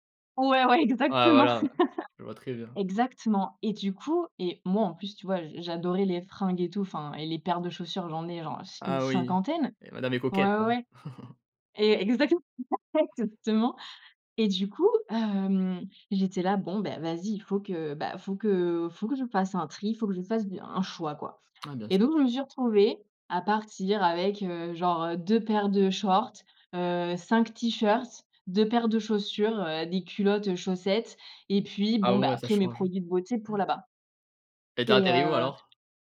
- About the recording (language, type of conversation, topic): French, podcast, Peux-tu raconter une expérience où le fait d’emporter moins d’objets a changé ta façon d’apprécier la nature ?
- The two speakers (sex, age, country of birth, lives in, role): female, 25-29, France, France, guest; male, 30-34, France, France, host
- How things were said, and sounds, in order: laughing while speaking: "Ouais, ouais, exactement"; laugh; other background noise; chuckle; laughing while speaking: "exactement, exactement"; unintelligible speech